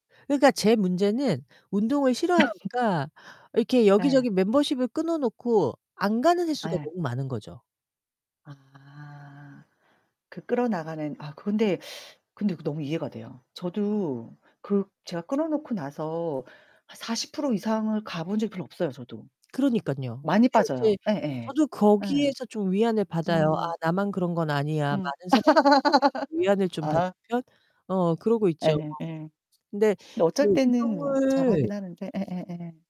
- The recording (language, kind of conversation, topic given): Korean, unstructured, 운동 친구가 있으면 어떤 점이 가장 좋나요?
- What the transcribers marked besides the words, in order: distorted speech; static; laugh; tapping; other background noise; unintelligible speech